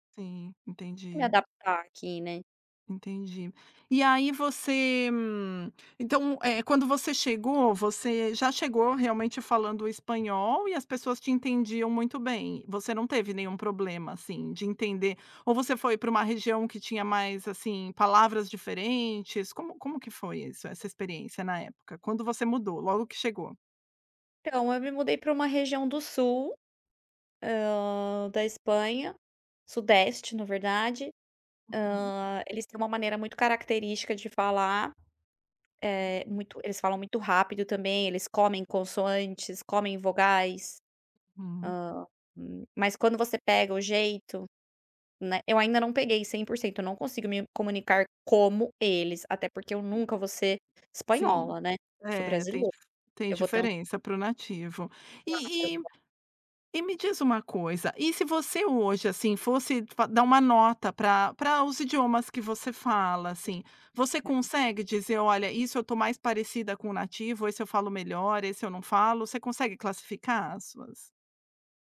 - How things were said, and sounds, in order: tapping; other background noise
- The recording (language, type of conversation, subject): Portuguese, podcast, Como você decide qual língua usar com cada pessoa?